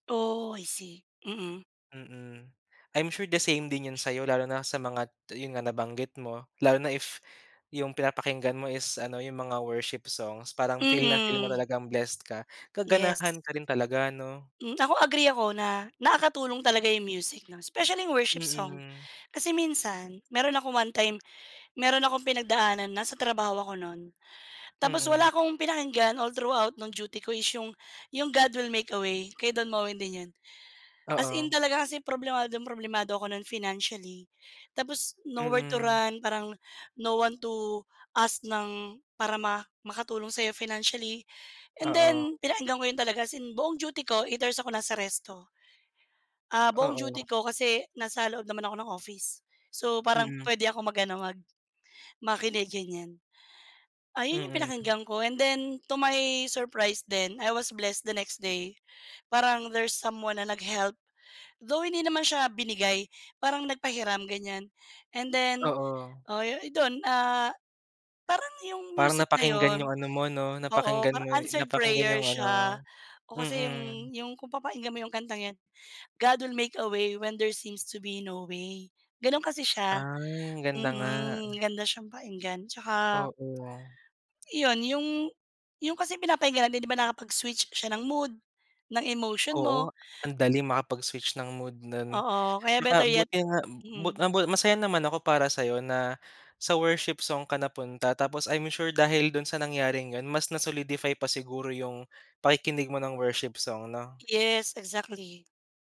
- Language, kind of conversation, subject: Filipino, unstructured, Paano nakaaapekto sa iyo ang musika sa araw-araw?
- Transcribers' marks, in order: in English: "and then to my surprise then, I was blessed the next day"; in English: "God will make a way when there seems to be no way"; other background noise